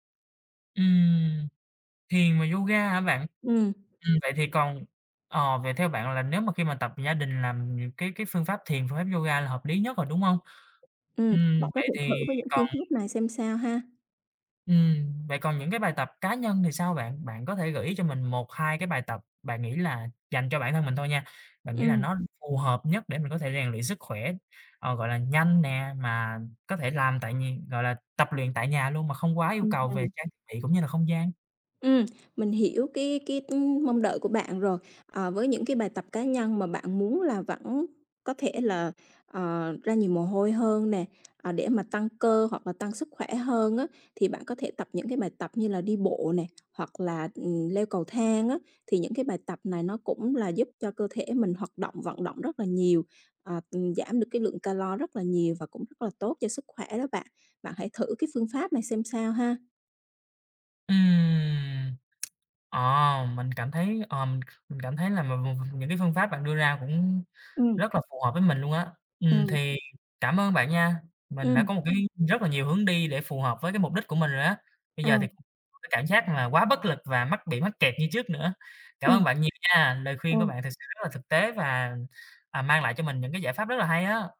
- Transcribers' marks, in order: other background noise; tapping
- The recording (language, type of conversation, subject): Vietnamese, advice, Làm sao để sắp xếp thời gian tập luyện khi bận công việc và gia đình?